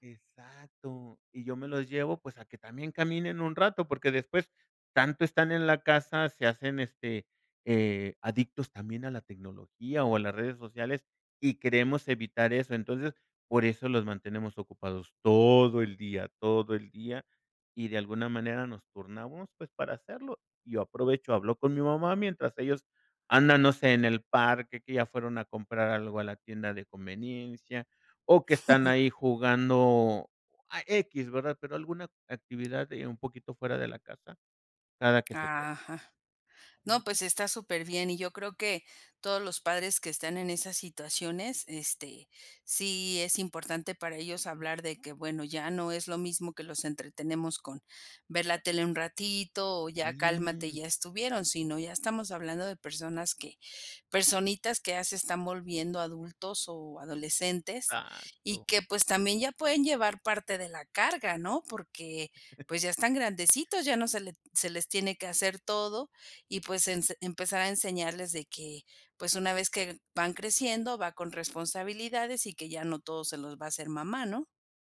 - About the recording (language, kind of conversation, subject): Spanish, podcast, ¿Cómo equilibras el trabajo y la vida familiar sin volverte loco?
- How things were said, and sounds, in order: chuckle; unintelligible speech; other background noise